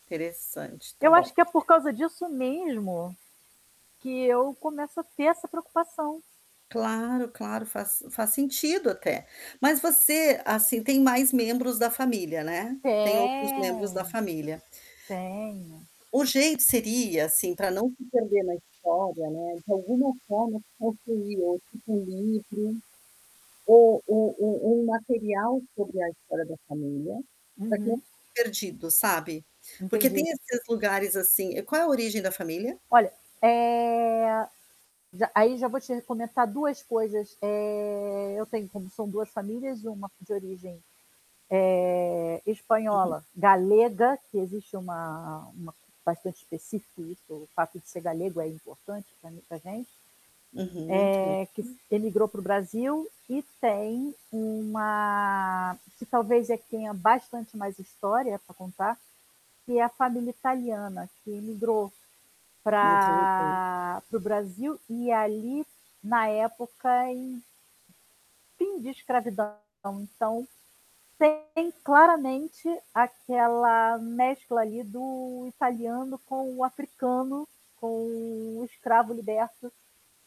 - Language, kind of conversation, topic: Portuguese, advice, Como posso deixar uma marca na vida das pessoas e não ser esquecido?
- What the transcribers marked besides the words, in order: static; other background noise; tapping; distorted speech; drawn out: "eh"; unintelligible speech